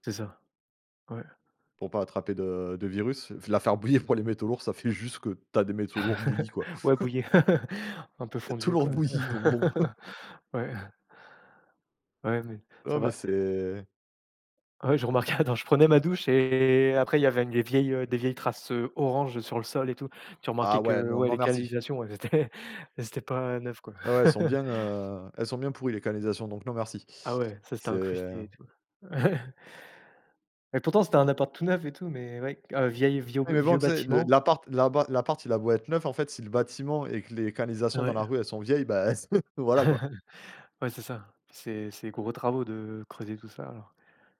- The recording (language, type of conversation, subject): French, unstructured, Entre le vélo et la marche, quelle activité physique privilégiez-vous ?
- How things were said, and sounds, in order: laugh; "bouillie" said as "bouillé"; chuckle; laugh; drawn out: "et"; chuckle; laugh